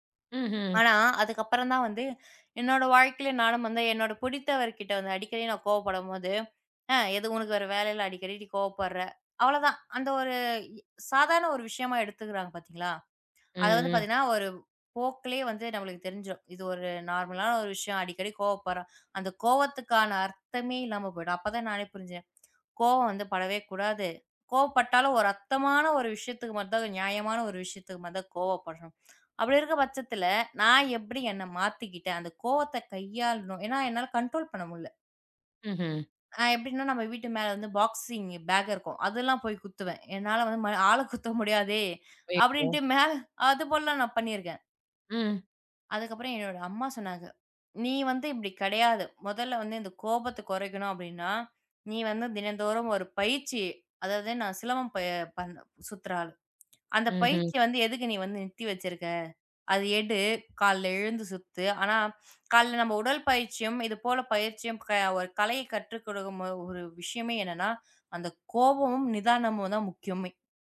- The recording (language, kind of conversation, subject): Tamil, podcast, கோபம் வந்தால் அதை எப்படி கையாளுகிறீர்கள்?
- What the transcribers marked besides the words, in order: tapping; in English: "நார்மலான"; in English: "கன்ட்ரோல்"; in English: "பாக்ஸிங்கு பேக்"; laughing while speaking: "ஆளைக் குத்த முடியாதே! அப்படின்னு மேல"; unintelligible speech